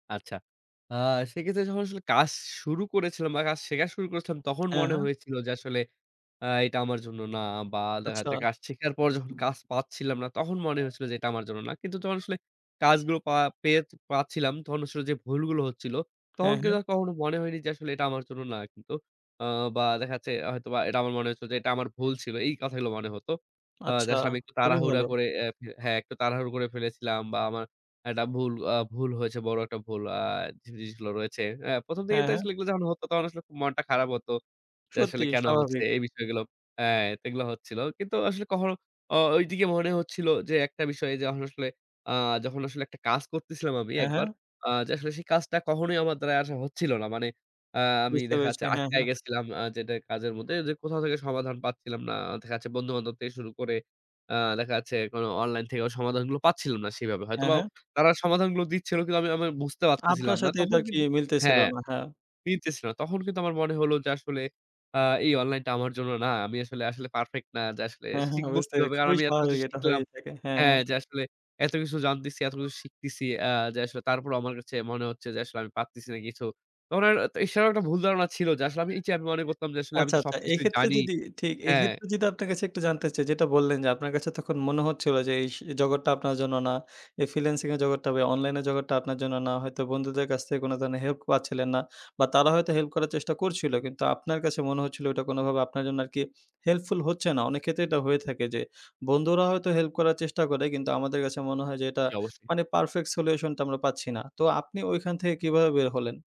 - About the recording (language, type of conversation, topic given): Bengali, podcast, আপনি ভুল থেকে কীভাবে শিক্ষা নেন?
- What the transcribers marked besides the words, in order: tapping; lip smack; "এছাড়াও" said as "এশারাও"; alarm